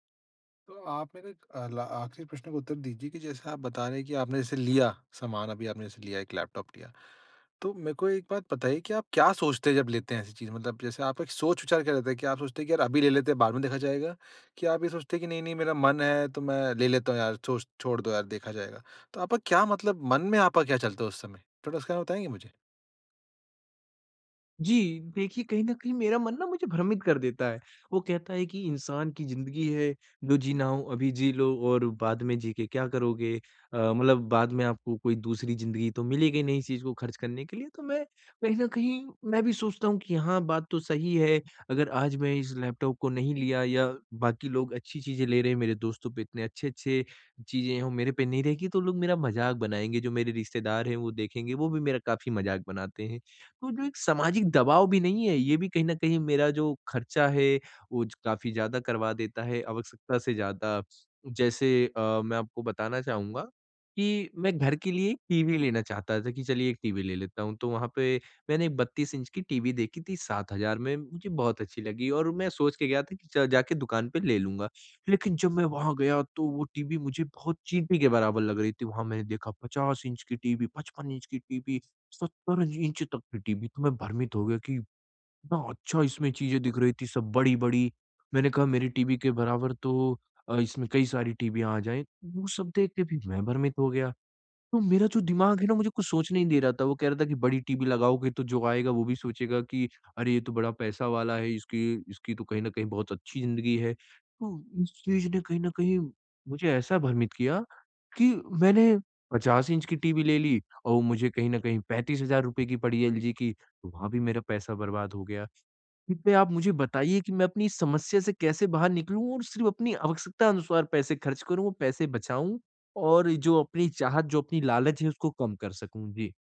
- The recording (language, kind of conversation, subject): Hindi, advice, मैं अपनी चाहतों और जरूरतों के बीच संतुलन कैसे बना सकता/सकती हूँ?
- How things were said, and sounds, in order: none